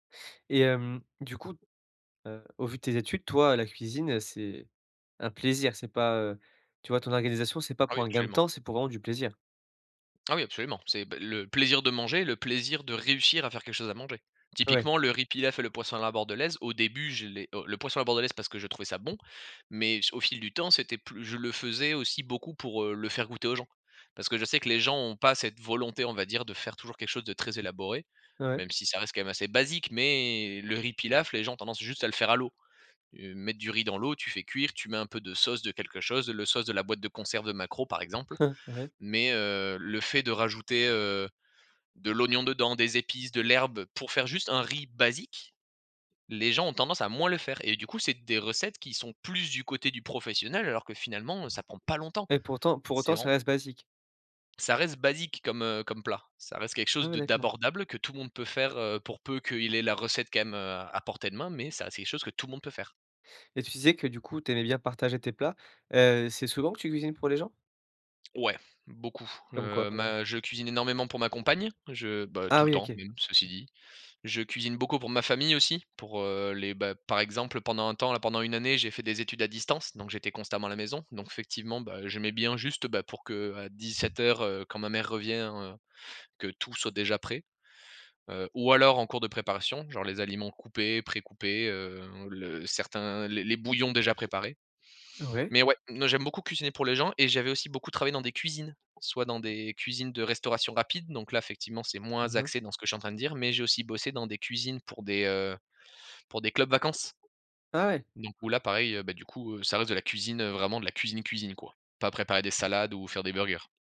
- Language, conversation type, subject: French, podcast, Comment organises-tu ta cuisine au quotidien ?
- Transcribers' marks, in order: tapping; stressed: "toi"; other background noise; stressed: "plaisir"; laugh; stressed: "basique"; stressed: "plus"; stressed: "pas"; stressed: "compagne"; "effectivement" said as "fectivement"; "effectivement" said as "fectivement"